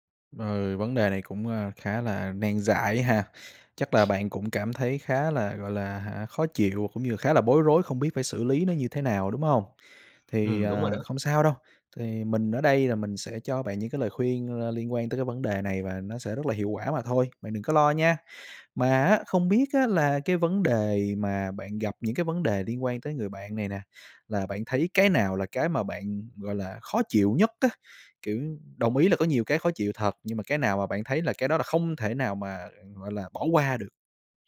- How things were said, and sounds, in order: other background noise; tapping
- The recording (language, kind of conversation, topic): Vietnamese, advice, Làm thế nào để xử lý mâu thuẫn với bạn tập khi điều đó khiến bạn mất hứng thú luyện tập?